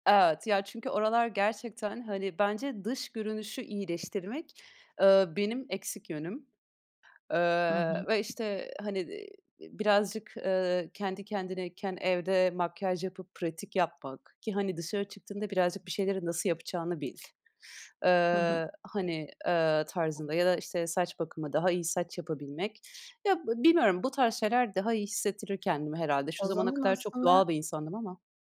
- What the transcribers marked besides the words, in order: other background noise
- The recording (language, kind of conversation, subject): Turkish, podcast, Kendine güvenini nasıl inşa ettin ve nereden başladın?